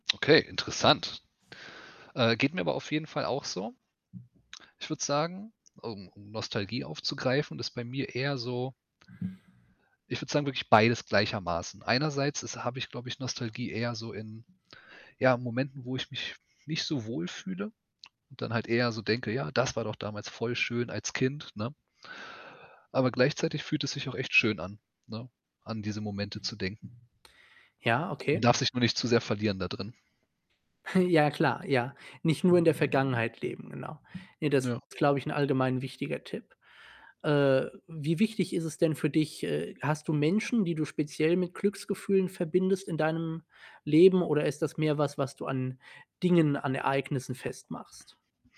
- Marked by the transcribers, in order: static; other background noise; chuckle; distorted speech
- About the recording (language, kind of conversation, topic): German, unstructured, Was bedeutet Glück im Alltag für dich?
- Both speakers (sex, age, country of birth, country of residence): male, 25-29, Germany, Germany; male, 35-39, Germany, Germany